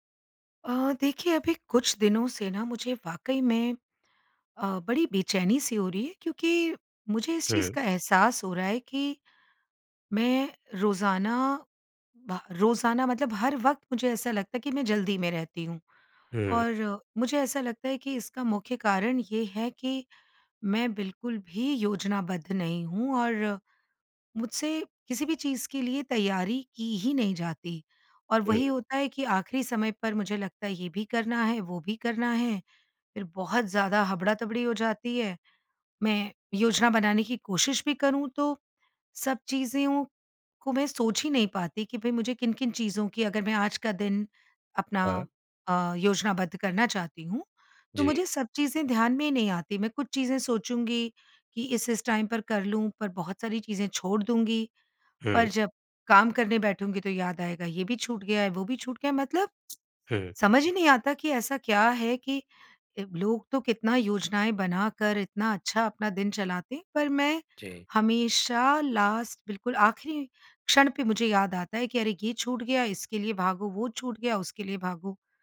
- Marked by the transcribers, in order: in English: "टाइम"; tsk; in English: "लास्ट"
- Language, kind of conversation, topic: Hindi, advice, दिनचर्या की खराब योजना के कारण आप हमेशा जल्दी में क्यों रहते हैं?